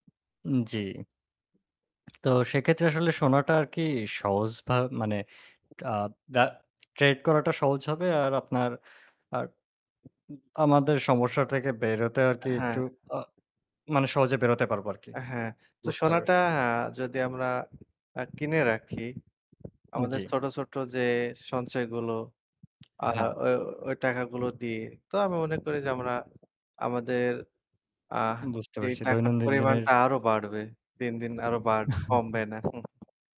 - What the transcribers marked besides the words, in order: tapping; distorted speech; in English: "trade"; other background noise; wind; chuckle
- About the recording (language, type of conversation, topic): Bengali, unstructured, ছোট ছোট সঞ্চয় কীভাবে বড় সুখ এনে দিতে পারে?